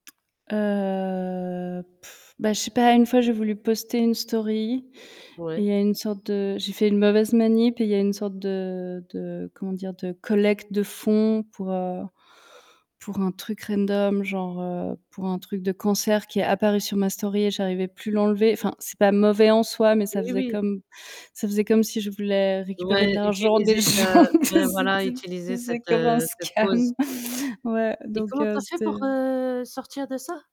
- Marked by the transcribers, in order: drawn out: "Heu"; blowing; in English: "random"; distorted speech; laughing while speaking: "des gens, tu sait, que c'était c'était comme un scam"; laugh
- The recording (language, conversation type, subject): French, podcast, Quelle place laisses-tu aux réseaux sociaux dans ta santé mentale ?